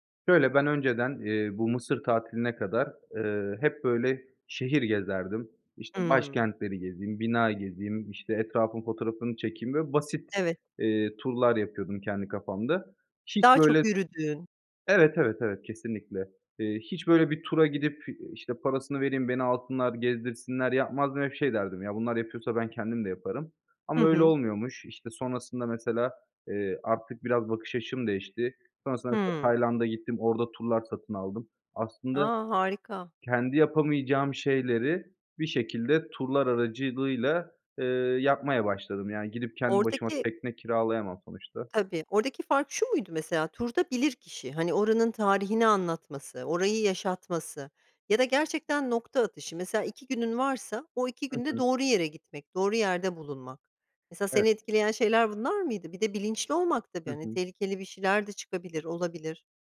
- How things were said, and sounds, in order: other noise
- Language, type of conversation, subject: Turkish, podcast, Bana unutamadığın bir deneyimini anlatır mısın?